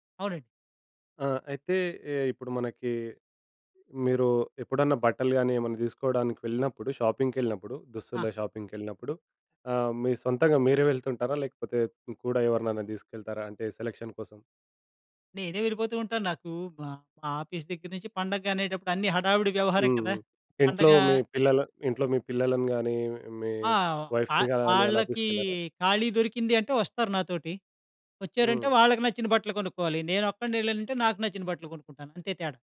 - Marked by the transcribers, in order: in English: "షాపింగ్‌కెళ్ళినప్పుడు"; in English: "షాపింగ్‌కెళ్ళినప్పుడు"; in English: "సెలక్షన్"; in English: "ఆఫీస్"; in English: "వైఫ్‌ని"
- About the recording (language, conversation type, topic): Telugu, podcast, మీ దుస్తుల ఎంపికల ద్వారా మీరు మీ వ్యక్తిత్వాన్ని ఎలా వ్యక్తం చేస్తారు?